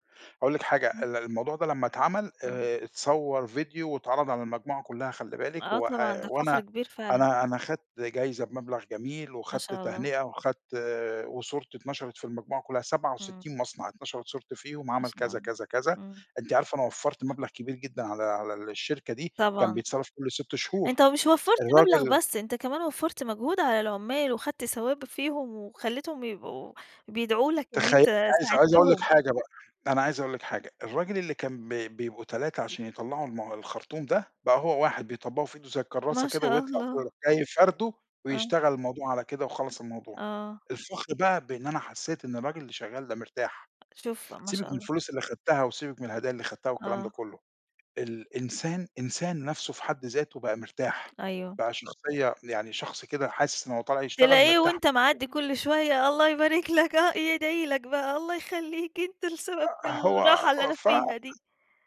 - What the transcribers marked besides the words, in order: tapping; unintelligible speech; unintelligible speech; put-on voice: "الله يبارك لك"; put-on voice: "الله يخلّيك أنت السبب في الراحة اللي أنا فيها دي"; other noise
- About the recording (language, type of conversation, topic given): Arabic, podcast, احكيلي عن لحظة حسّيت فيها بفخر كبير؟